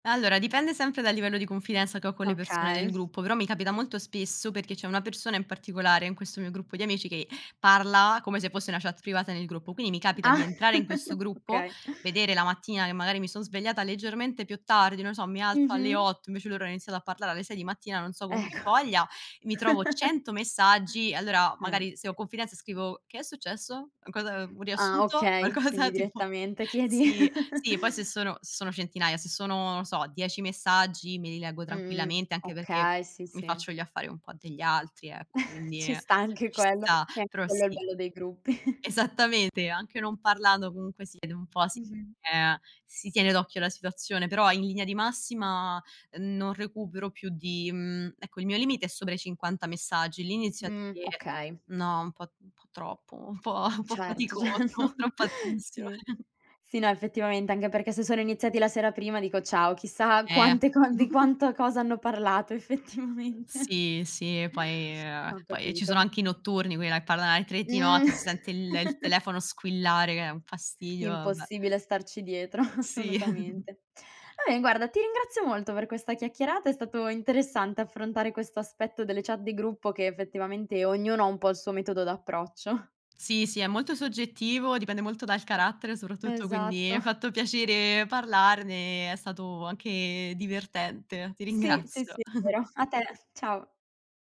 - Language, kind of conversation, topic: Italian, podcast, Come ti comporti in una chat di gruppo affollata?
- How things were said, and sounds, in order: snort; chuckle; laughing while speaking: "Ecco"; chuckle; tapping; other background noise; laughing while speaking: "Qualcosa"; chuckle; chuckle; chuckle; laughing while speaking: "un po' faticoso, troppa attenzione"; laughing while speaking: "certo"; chuckle; laughing while speaking: "effettivamente"; chuckle; laughing while speaking: "assolutamente"; chuckle; chuckle; chuckle; chuckle